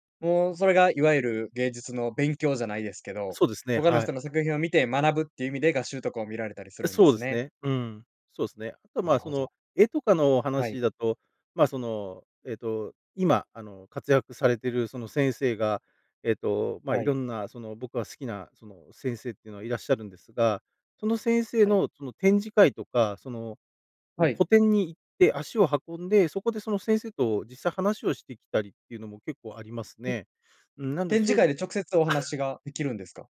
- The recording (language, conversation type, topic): Japanese, podcast, 創作のアイデアは普段どこから湧いてくる？
- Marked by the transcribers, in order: laugh